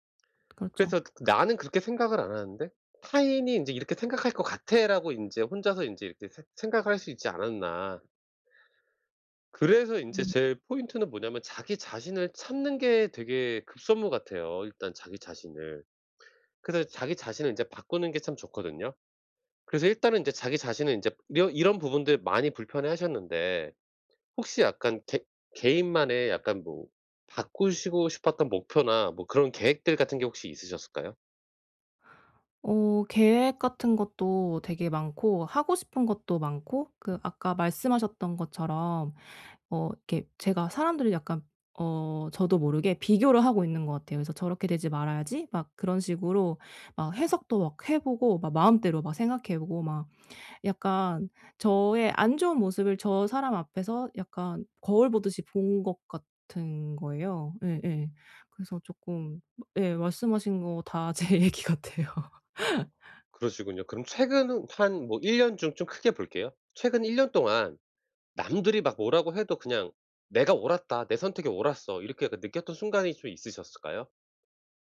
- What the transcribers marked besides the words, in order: tapping; laughing while speaking: "제 얘기 같아요"; laugh
- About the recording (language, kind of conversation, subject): Korean, advice, 남들의 시선 속에서도 진짜 나를 어떻게 지킬 수 있을까요?